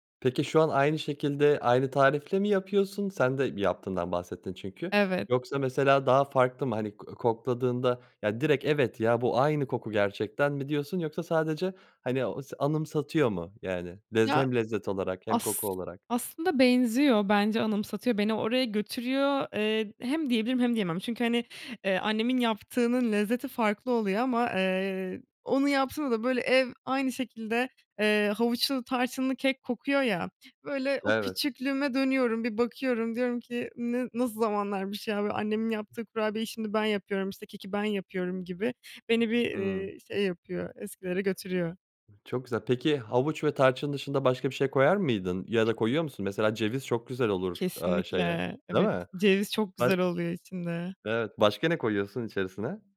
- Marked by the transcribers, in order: other background noise; tapping
- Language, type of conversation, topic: Turkish, podcast, Bir koku seni geçmişe götürdüğünde hangi yemeği hatırlıyorsun?